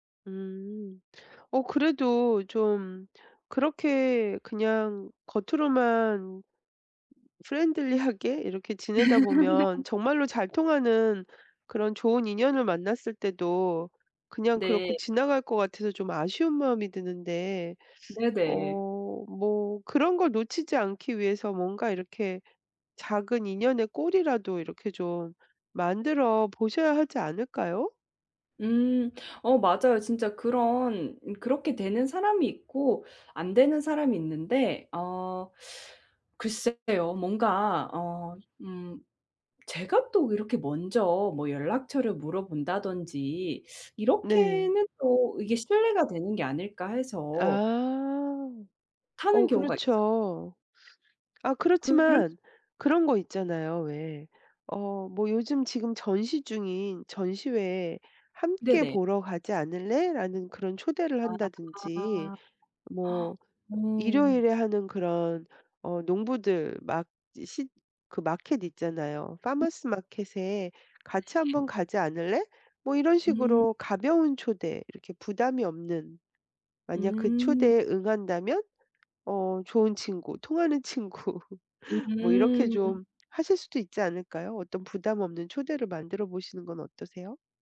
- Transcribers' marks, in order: other background noise; put-on voice: "프렌들리하게"; in English: "프렌들리하게"; laugh; put-on voice: "파머스 마켓에"; in English: "파머스 마켓에"; laughing while speaking: "친구"; laugh
- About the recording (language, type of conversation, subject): Korean, advice, 새로운 지역의 관습이나 예절을 몰라 실수했다고 느꼈던 상황을 설명해 주실 수 있나요?